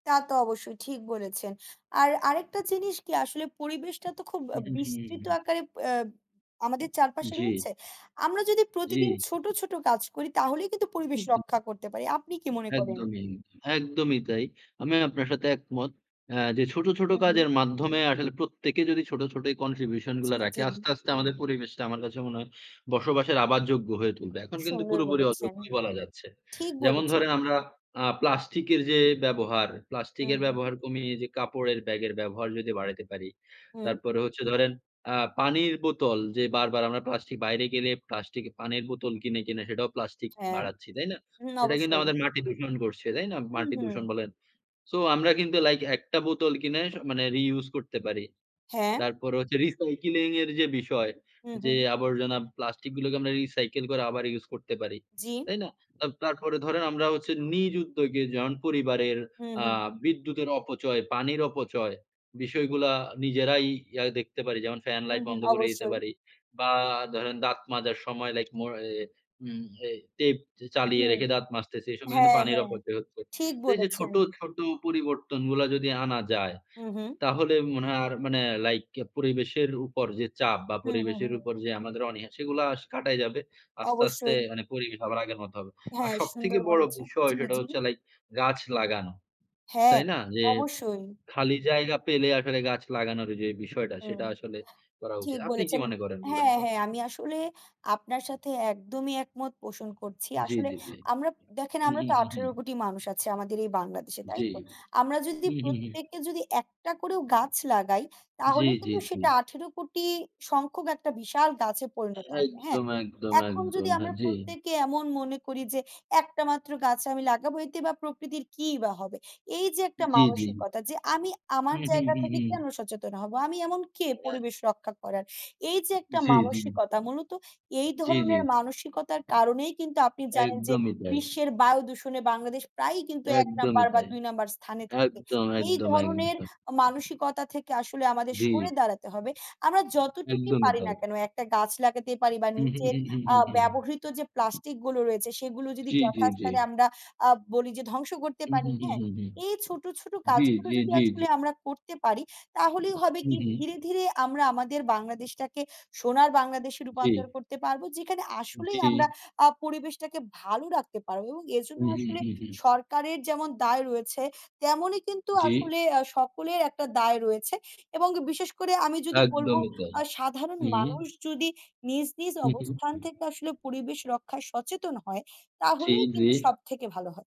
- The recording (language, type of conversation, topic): Bengali, unstructured, পরিবেশ ভালো রাখতে সাধারণ মানুষ কী কী করতে পারে?
- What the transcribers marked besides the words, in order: tapping; in English: "contribution"; in English: "recycling"; in English: "recycle"; unintelligible speech